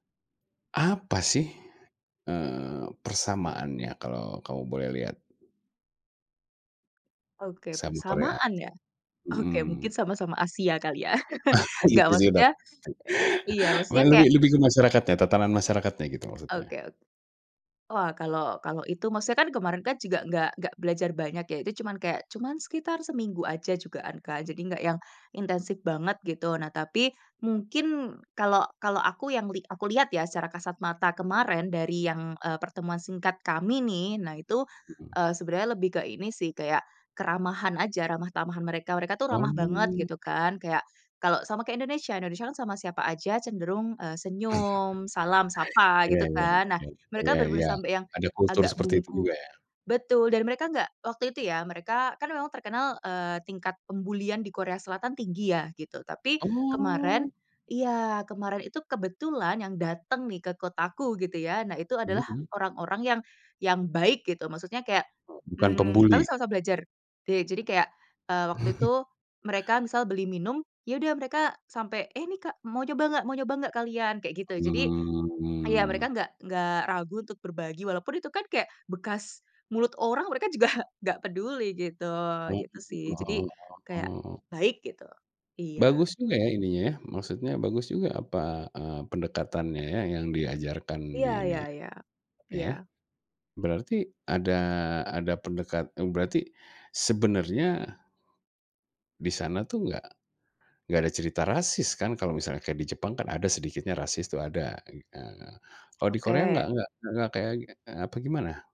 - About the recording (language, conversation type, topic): Indonesian, podcast, Apa pengalaman belajar yang paling berkesan dalam hidupmu?
- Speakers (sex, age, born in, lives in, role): female, 25-29, Indonesia, Indonesia, guest; male, 40-44, Indonesia, Indonesia, host
- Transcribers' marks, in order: other background noise; chuckle; drawn out: "Oh"; chuckle; chuckle; drawn out: "Mhm"; laughing while speaking: "juga"